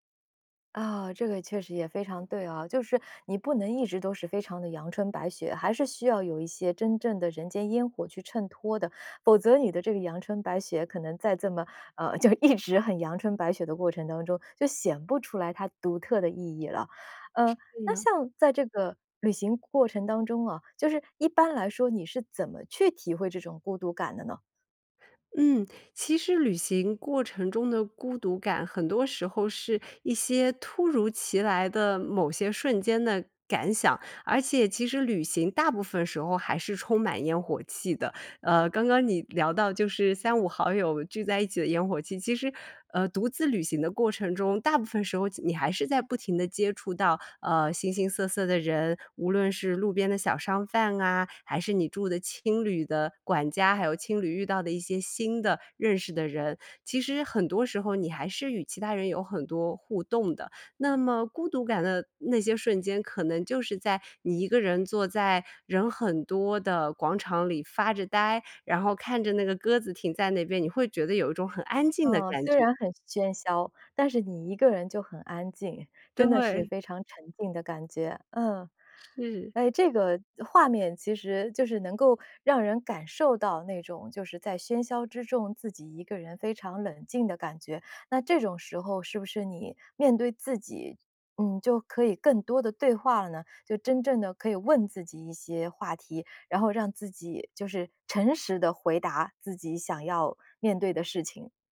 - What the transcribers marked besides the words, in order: other background noise; laughing while speaking: "一直"; "其" said as "记"; other noise
- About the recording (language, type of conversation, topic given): Chinese, podcast, 你怎么看待独自旅行中的孤独感？